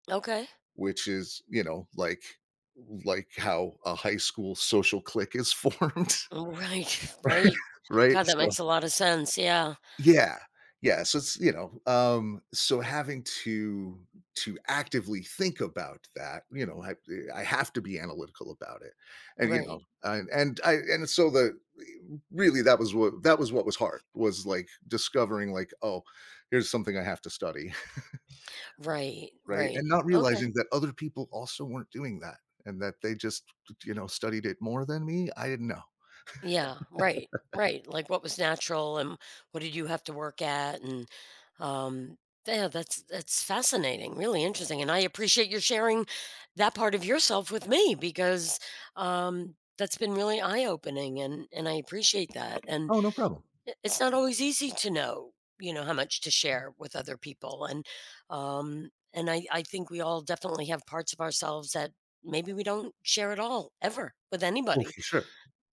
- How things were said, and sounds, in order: laughing while speaking: "formed"; sneeze; laughing while speaking: "right"; other background noise; laugh; tapping; laugh
- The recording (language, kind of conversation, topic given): English, unstructured, What influences how much of yourself you reveal to others?